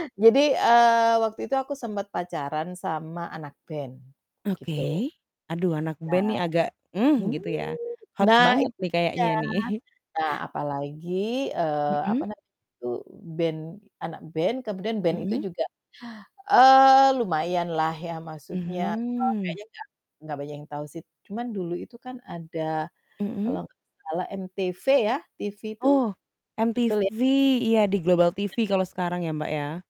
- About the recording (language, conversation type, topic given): Indonesian, unstructured, Apa yang paling kamu khawatirkan kalau kamu sudah tidak bisa memercayai pasangan lagi?
- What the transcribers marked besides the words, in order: static; distorted speech; other noise; laughing while speaking: "nih"; drawn out: "Mhm"